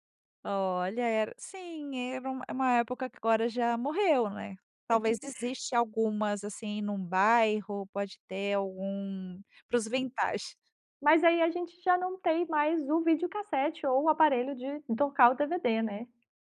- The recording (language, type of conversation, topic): Portuguese, podcast, Como você percebe que o streaming mudou a forma como consumimos filmes?
- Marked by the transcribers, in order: laugh; tapping